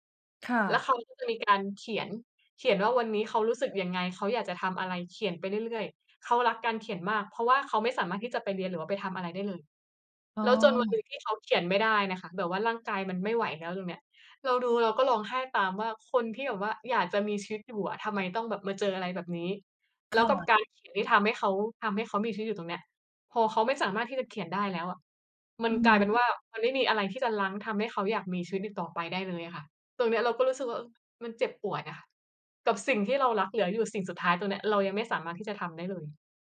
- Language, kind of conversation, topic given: Thai, unstructured, ภาพยนตร์เรื่องไหนที่ทำให้คุณร้องไห้โดยไม่คาดคิด?
- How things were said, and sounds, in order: none